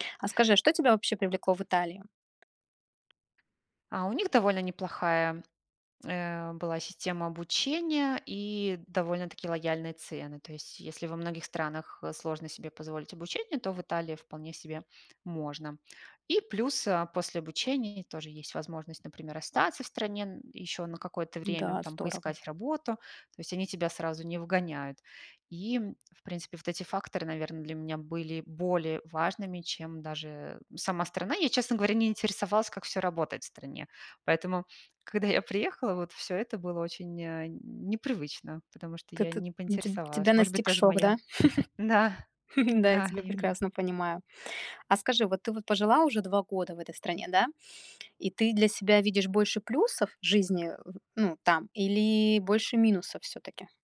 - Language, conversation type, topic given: Russian, advice, Как мне уважать местные традиции и правила поведения?
- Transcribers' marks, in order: tapping; other background noise; chuckle